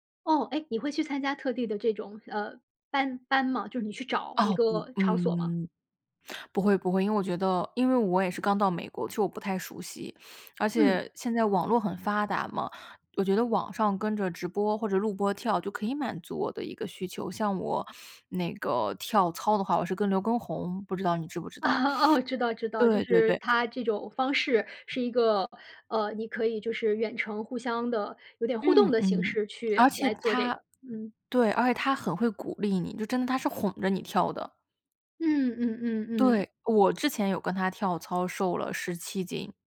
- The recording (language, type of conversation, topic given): Chinese, podcast, 當情緒低落時你會做什麼？
- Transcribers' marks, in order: laugh; other background noise